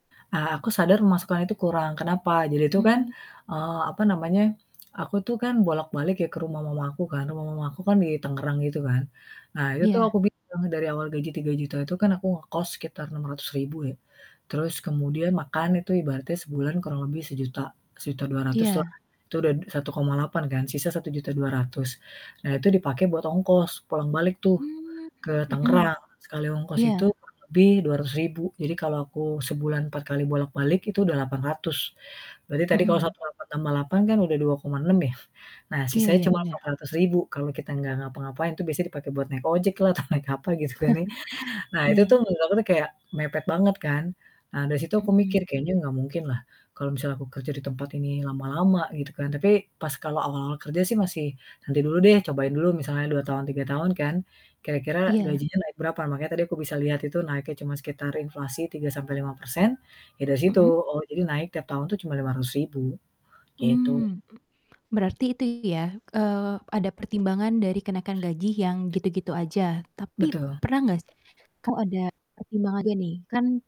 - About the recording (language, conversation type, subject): Indonesian, podcast, Bagaimana kamu menyeimbangkan gaji dengan kepuasan kerja?
- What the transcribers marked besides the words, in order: static; distorted speech; other background noise; laughing while speaking: "atau"; chuckle; other animal sound